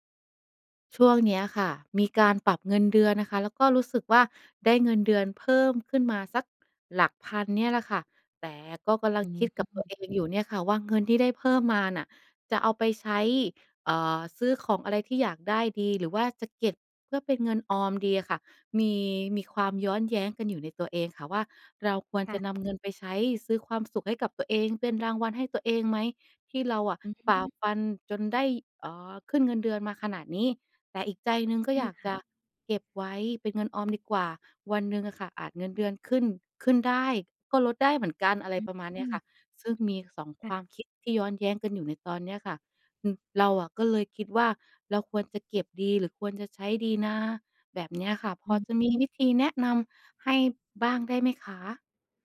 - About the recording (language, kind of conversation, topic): Thai, advice, ได้ขึ้นเงินเดือนแล้ว ควรยกระดับชีวิตหรือเพิ่มเงินออมดี?
- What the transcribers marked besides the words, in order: other background noise; tapping